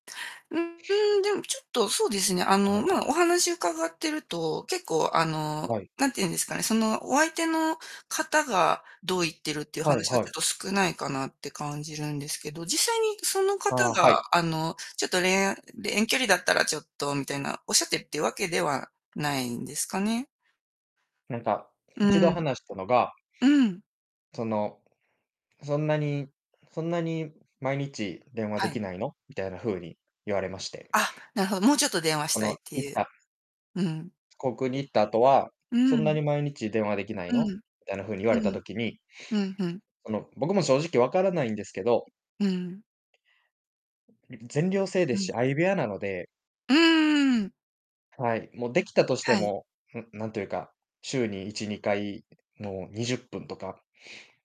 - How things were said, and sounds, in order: distorted speech; other background noise
- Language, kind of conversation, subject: Japanese, advice, 遠距離恋愛で寂しさやコミュニケーション不足に悩んでいるのですが、どうすれば改善できますか？